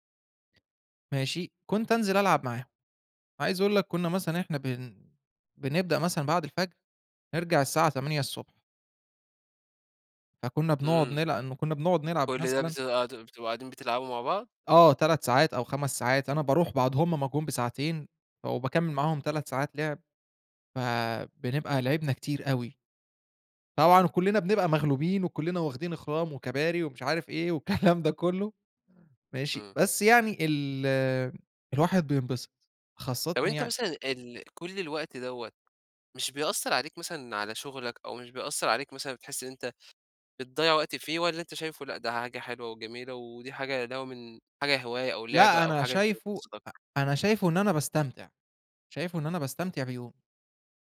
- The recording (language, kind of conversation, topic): Arabic, podcast, إزاي بتوازن بين استمتاعك اليومي وخططك للمستقبل؟
- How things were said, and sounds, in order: tapping; laughing while speaking: "والكلام"